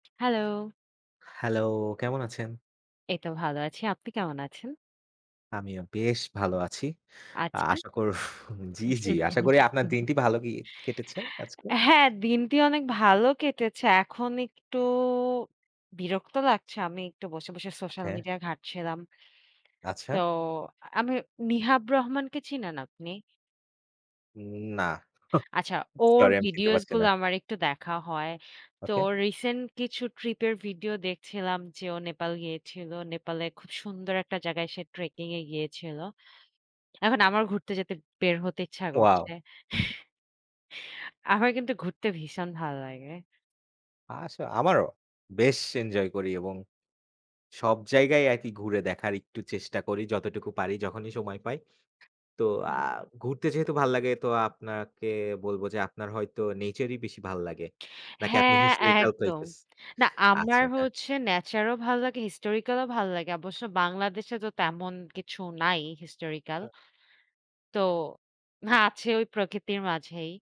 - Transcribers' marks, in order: tapping; laughing while speaking: "কর"; chuckle; other background noise; chuckle; drawn out: "একটু"; scoff; chuckle
- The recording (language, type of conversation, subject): Bengali, unstructured, আপনি কোথায় ভ্রমণ করতে সবচেয়ে বেশি পছন্দ করেন?